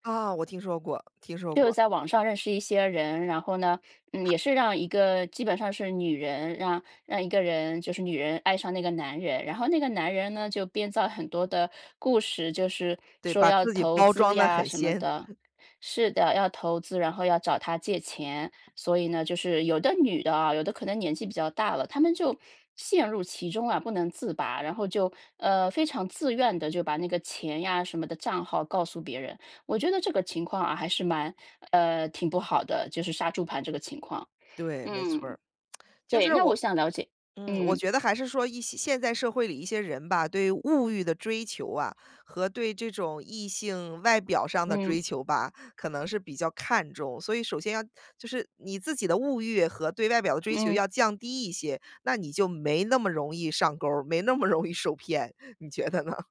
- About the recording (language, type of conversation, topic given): Chinese, podcast, 你平时通常是通过什么方式认识新朋友的？
- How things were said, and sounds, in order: laughing while speaking: "鲜"; chuckle; lip smack; laughing while speaking: "没那么容易受骗。你觉得呢？"